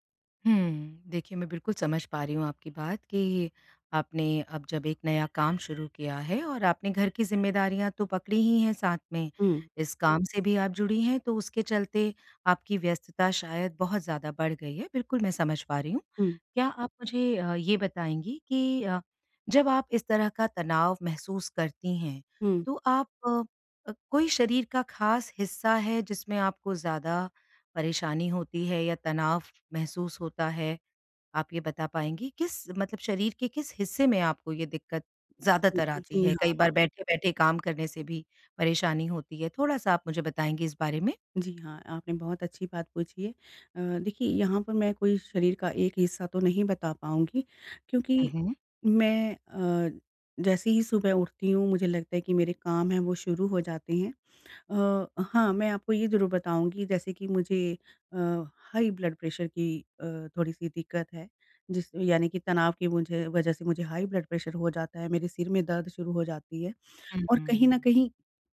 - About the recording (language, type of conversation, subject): Hindi, advice, शारीरिक तनाव कम करने के त्वरित उपाय
- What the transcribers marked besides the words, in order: horn; other background noise